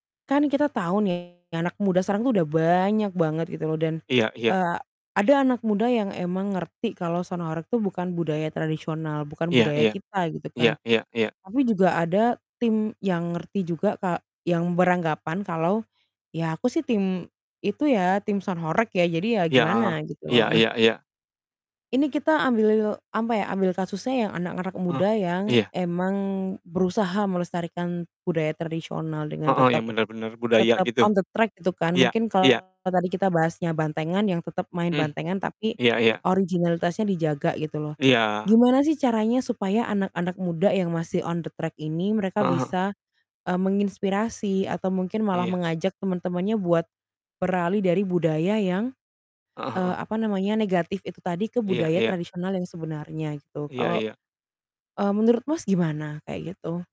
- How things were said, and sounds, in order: static; distorted speech; in English: "sound"; in English: "sound"; in English: "on the track"; in English: "on the track"
- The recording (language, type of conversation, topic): Indonesian, unstructured, Apa yang membuat Anda sedih ketika nilai-nilai budaya tradisional tidak dihargai?